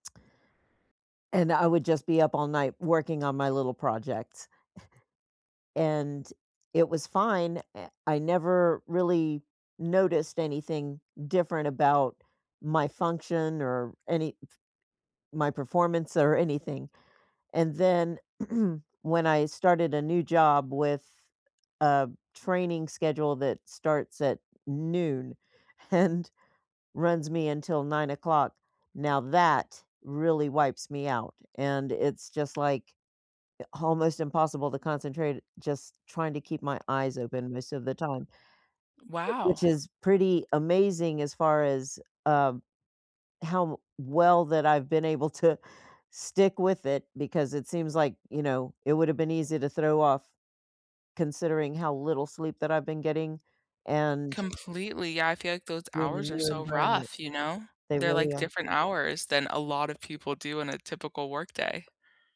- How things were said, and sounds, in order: chuckle; throat clearing; laughing while speaking: "and"; other background noise; alarm; laughing while speaking: "to"; background speech
- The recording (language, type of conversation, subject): English, unstructured, Which recent sleep routines have truly worked for you, and what can we learn together?
- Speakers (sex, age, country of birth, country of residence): female, 20-24, United States, United States; female, 55-59, United States, United States